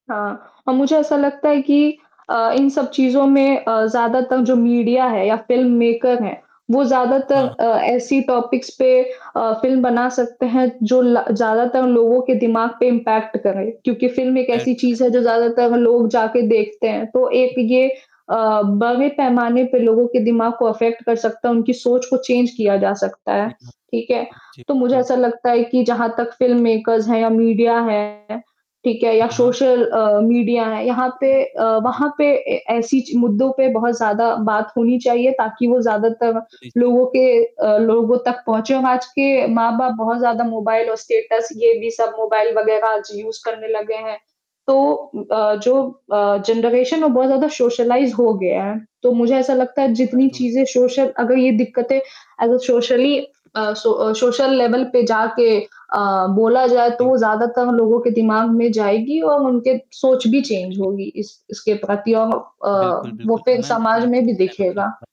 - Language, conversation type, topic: Hindi, unstructured, क्या समाज में मानसिक स्वास्थ्य को लेकर भेदभाव होता है?
- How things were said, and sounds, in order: static; tapping; distorted speech; in English: "मीडिया"; in English: "मेकर"; other background noise; in English: "टॉपिक्स"; in English: "इम्पैक्ट"; unintelligible speech; other noise; in English: "अफेक्ट"; in English: "चेंज"; in English: "मेकर्स"; in English: "मीडिया"; unintelligible speech; in English: "यूज़"; in English: "जनरेशन"; in English: "सोशलाइज़"; in English: "सोशल"; in English: "सोशली"; in English: "सो सोशल लेवल"; in English: "चेंज"; unintelligible speech